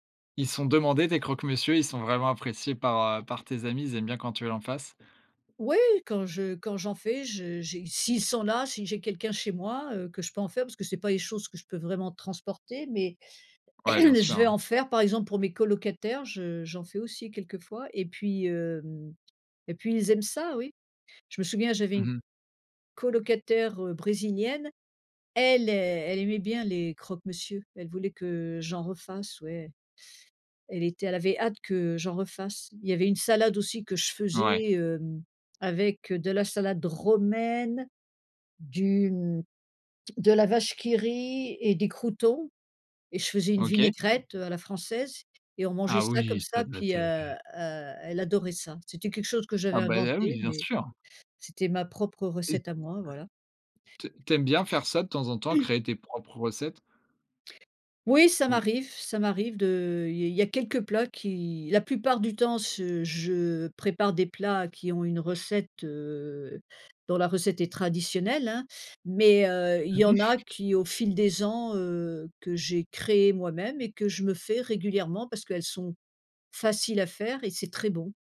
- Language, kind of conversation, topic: French, podcast, Parle-moi d’une tradition familiale qui te tient à cœur ?
- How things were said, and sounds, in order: cough; stressed: "Elle"; unintelligible speech; other background noise; cough